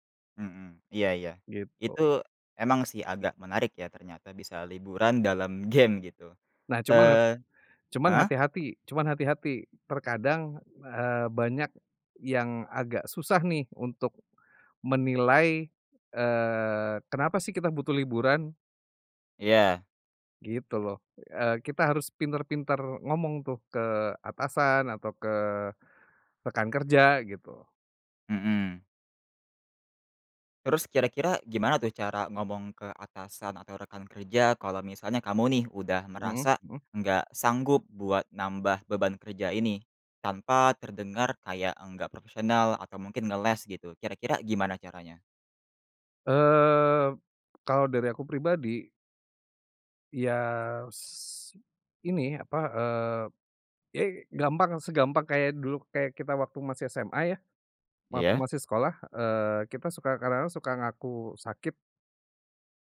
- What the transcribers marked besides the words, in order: other background noise
- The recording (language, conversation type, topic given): Indonesian, podcast, Gimana cara kamu ngatur stres saat kerjaan lagi numpuk banget?